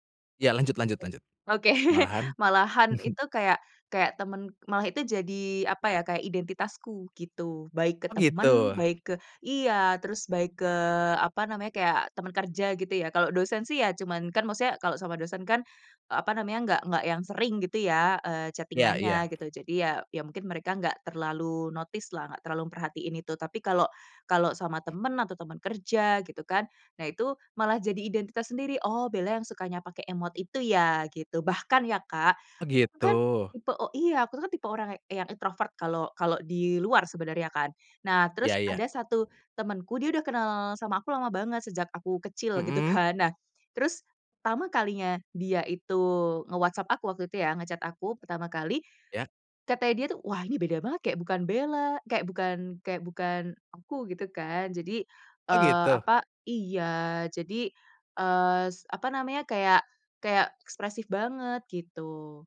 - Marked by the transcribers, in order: chuckle; tapping; in English: "chatting-an-nya"; in English: "notice"; in English: "introvert"; in English: "nge-chat"
- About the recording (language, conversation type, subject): Indonesian, podcast, Apakah kamu suka memakai emoji saat mengobrol lewat pesan, dan kenapa?